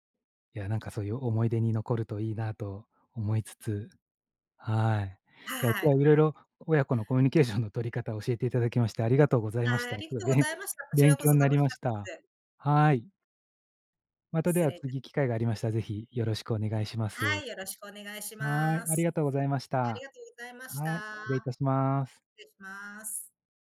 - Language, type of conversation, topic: Japanese, podcast, 親子のコミュニケーションは、どのように育てていくのがよいと思いますか？
- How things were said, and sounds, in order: none